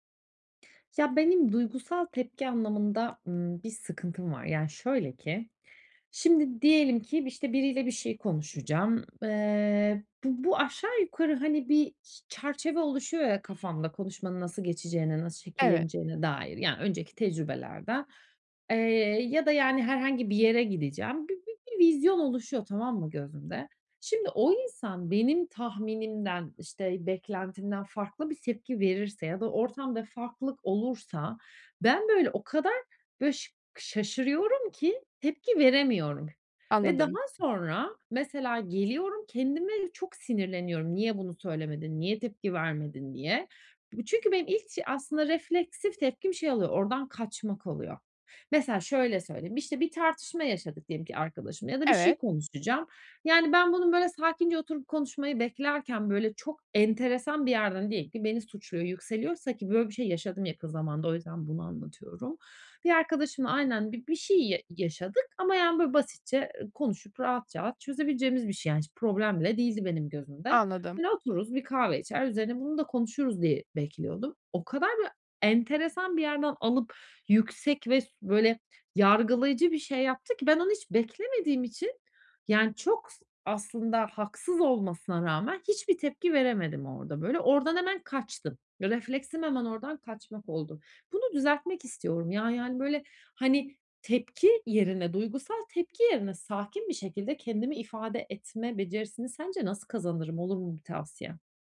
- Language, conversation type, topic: Turkish, advice, Ailemde tekrar eden çatışmalarda duygusal tepki vermek yerine nasıl daha sakin kalıp çözüm odaklı davranabilirim?
- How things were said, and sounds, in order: alarm